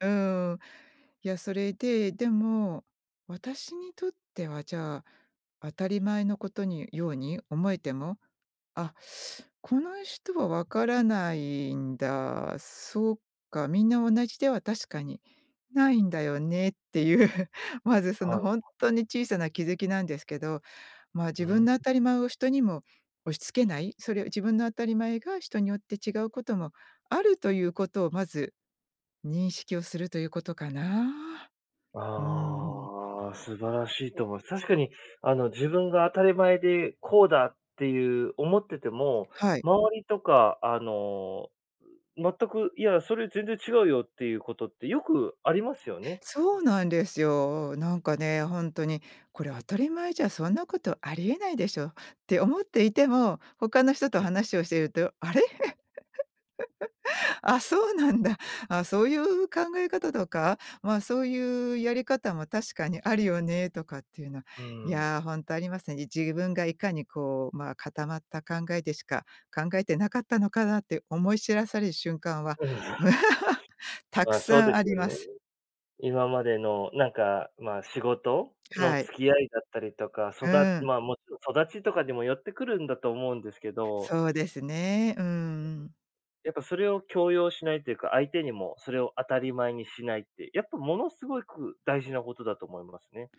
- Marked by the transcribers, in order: laughing while speaking: "いう"; tapping; giggle; laugh
- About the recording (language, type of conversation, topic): Japanese, podcast, 相手の立場を理解するために、普段どんなことをしていますか？